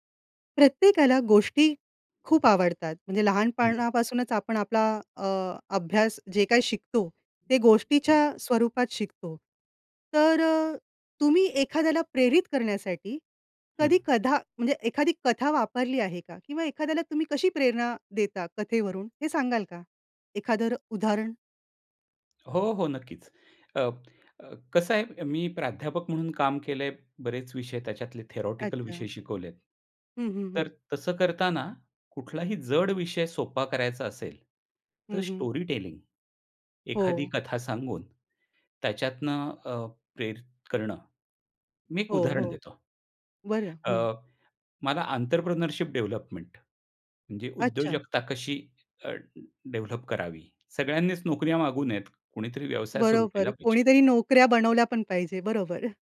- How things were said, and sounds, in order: other background noise; "कथा" said as "कधा"; tapping; in English: "थिअरेटिकल"; in English: "स्टोरी टेलिंग"; in English: "आंत्रप्रेन्योरशिप डेव्हलपमेंट"; chuckle
- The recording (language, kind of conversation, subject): Marathi, podcast, लोकांना प्रेरित करण्यासाठी तुम्ही कथा कशा वापरता?